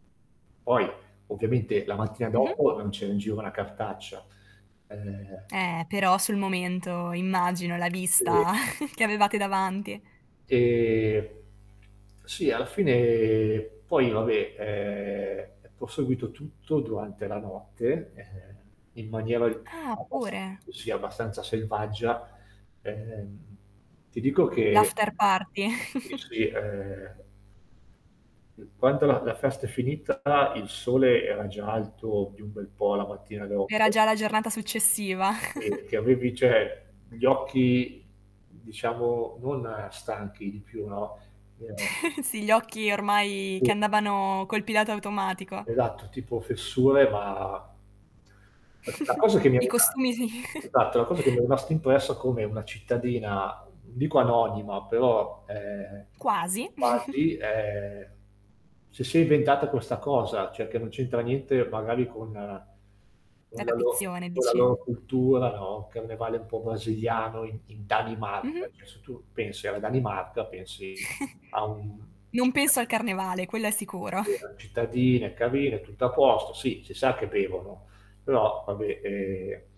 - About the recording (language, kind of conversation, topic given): Italian, podcast, Quale festa o celebrazione locale ti ha colpito di più?
- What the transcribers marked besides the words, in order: static; distorted speech; chuckle; drawn out: "Ehm"; drawn out: "fine"; tapping; in English: "after party"; chuckle; chuckle; "cioè" said as "ceh"; chuckle; unintelligible speech; unintelligible speech; chuckle; chuckle; "cioè" said as "ceh"; unintelligible speech; stressed: "Danimarca"; "cioè" said as "ceh"; chuckle; unintelligible speech; chuckle